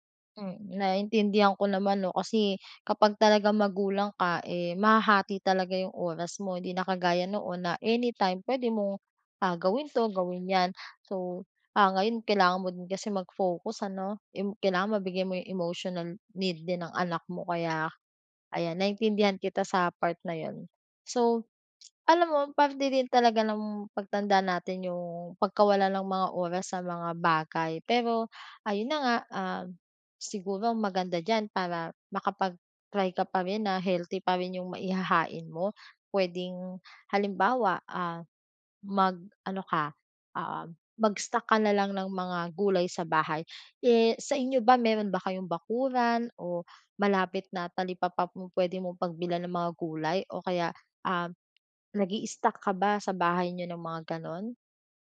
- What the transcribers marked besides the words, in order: other background noise
- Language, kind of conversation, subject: Filipino, advice, Paano ko mapapangalagaan ang pisikal at mental na kalusugan ko?